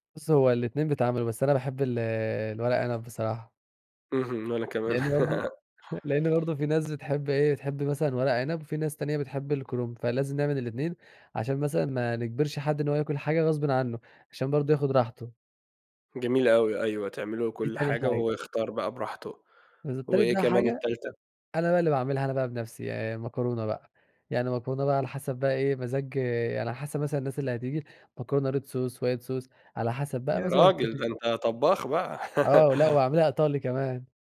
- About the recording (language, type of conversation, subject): Arabic, podcast, إيه طقوس الضيافة عندكم لما حد يزوركم؟
- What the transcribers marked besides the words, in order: tapping; laugh; in English: "red sauce، white sauce"; unintelligible speech; laugh